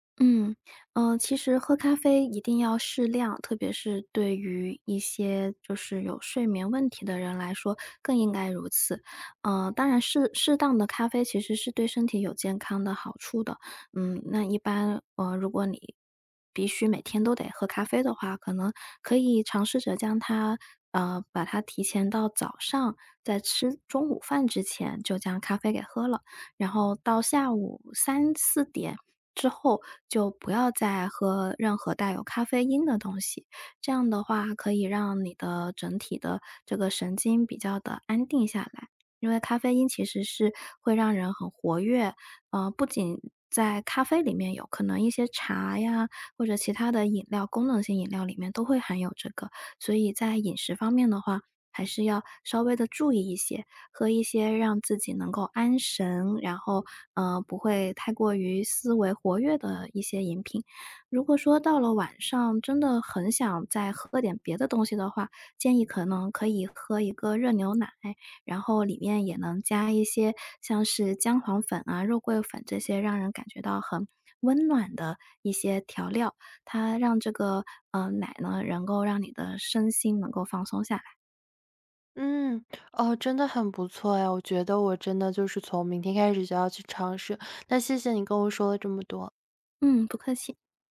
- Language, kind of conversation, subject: Chinese, advice, 夜里反复胡思乱想、无法入睡怎么办？
- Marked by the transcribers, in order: none